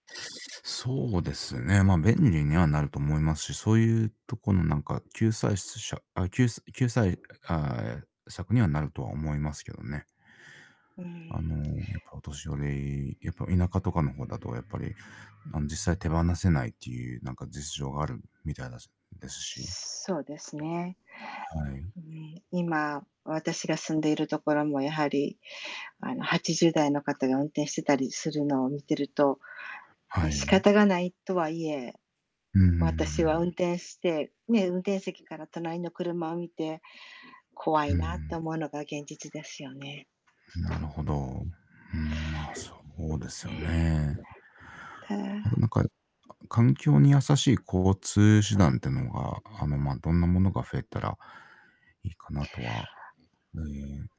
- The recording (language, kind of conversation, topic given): Japanese, unstructured, 未来の交通はどのように変わっていくと思いますか？
- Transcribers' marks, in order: static; other street noise; tapping; other background noise